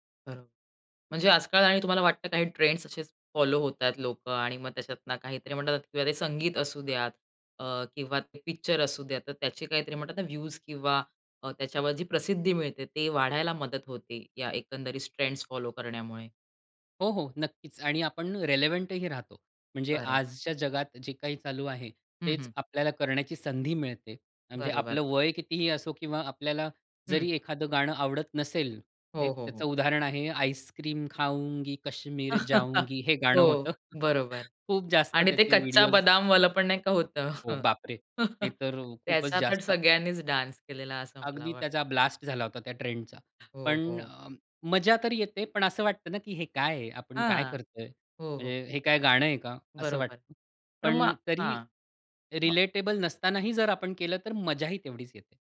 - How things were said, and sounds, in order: in English: "रिलेव्हंटही"; in Hindi: "आईसक्रीम खाउंगी, कश्मीर जाउंगी"; chuckle; chuckle; in English: "डान्स"; in English: "रिलेटेबल"
- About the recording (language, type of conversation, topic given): Marathi, podcast, सोशल माध्यमांवर एखादा ट्रेंड झपाट्याने व्हायरल होण्यामागचं रहस्य तुमच्या मते काय असतं?